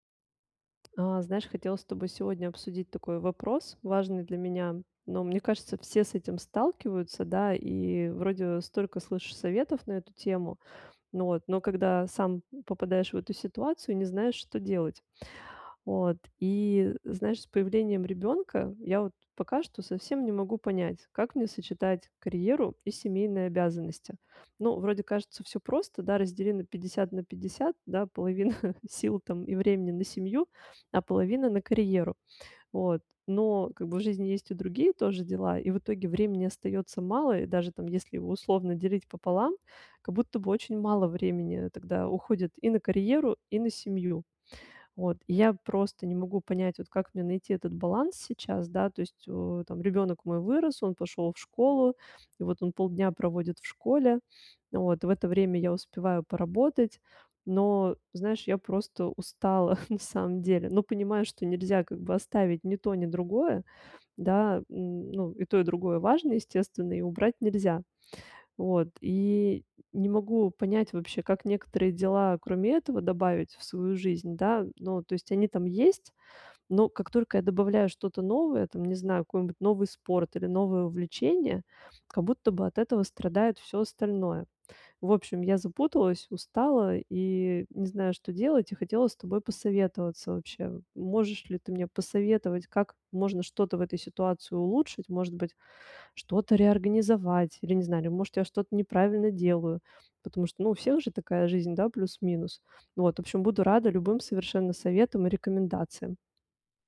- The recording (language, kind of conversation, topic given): Russian, advice, Как мне совмещать работу и семейные обязанности без стресса?
- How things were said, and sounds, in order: tapping; chuckle; chuckle